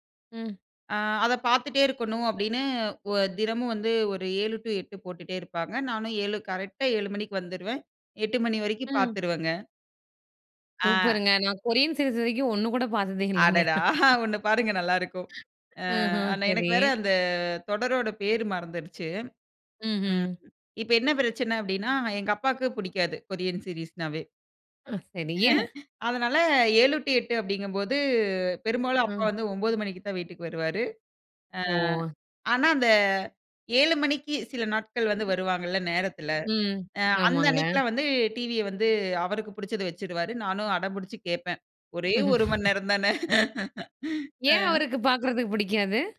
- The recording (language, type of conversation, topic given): Tamil, podcast, ஒரு திரைப்படத்தை மீண்டும் பார்க்க நினைக்கும் காரணம் என்ன?
- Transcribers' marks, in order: other noise; in English: "கொரியன் சீரிஸ்"; laughing while speaking: "அடடா! ஒண்ணு பாருங்க நல்லாருக்கும். அ ஆனா"; laughing while speaking: "இல்லைங்க"; laughing while speaking: "ம்ஹ்ம். சரி"; in English: "கொரியன் சீரிஸ்ன்னாவே"; laugh; other background noise; laugh; laughing while speaking: "மணி நேரந்தானே"